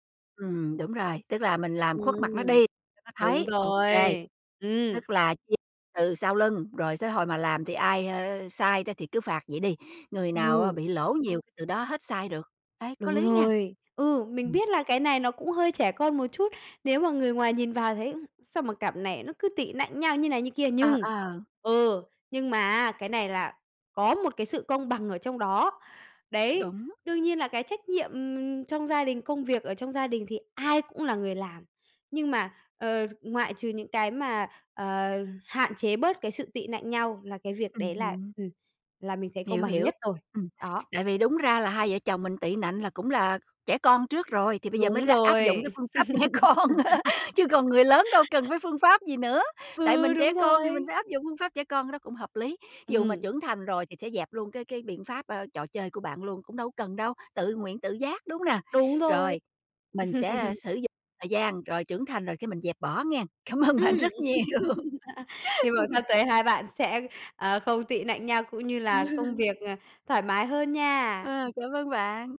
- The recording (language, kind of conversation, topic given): Vietnamese, advice, Bạn nên làm gì khi thường xuyên cãi vã với vợ/chồng về việc chia sẻ trách nhiệm trong gia đình?
- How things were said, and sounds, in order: background speech; tapping; laughing while speaking: "trẻ con"; laugh; laugh; laugh; laughing while speaking: "Cảm ơn bạn rất nhiều"; laugh; laugh; other background noise